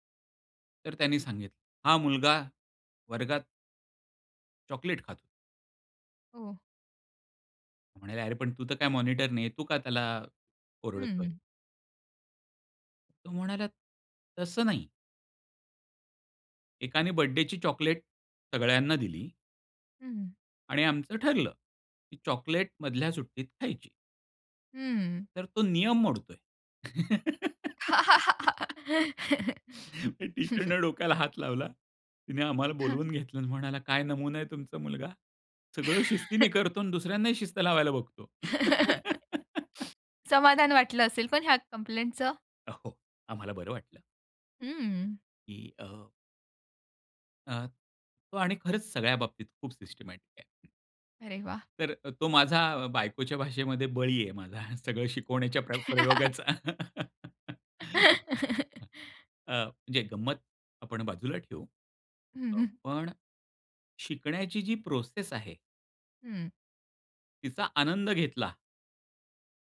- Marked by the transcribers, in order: tapping; laugh; laughing while speaking: "टीचरने डोक्याला हात लावला"; laugh; chuckle; laugh; laugh; laugh; laugh; laughing while speaking: "हं, हं"
- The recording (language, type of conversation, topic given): Marathi, podcast, स्वतःच्या जोरावर एखादी नवीन गोष्ट शिकायला तुम्ही सुरुवात कशी करता?